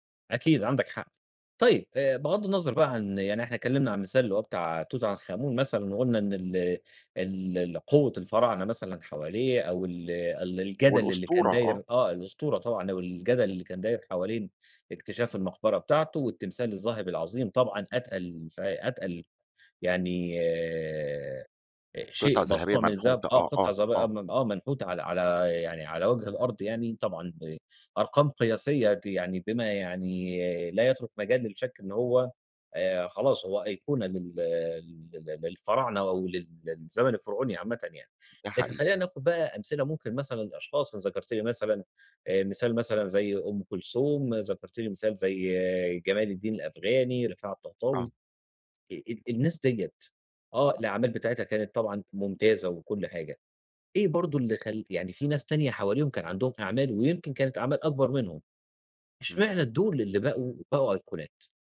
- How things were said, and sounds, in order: tapping; unintelligible speech
- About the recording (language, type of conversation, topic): Arabic, podcast, إيه اللي بيخلّي الأيقونة تفضل محفورة في الذاكرة وليها قيمة مع مرور السنين؟
- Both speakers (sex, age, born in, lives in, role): male, 30-34, Egypt, Egypt, host; male, 40-44, Egypt, Egypt, guest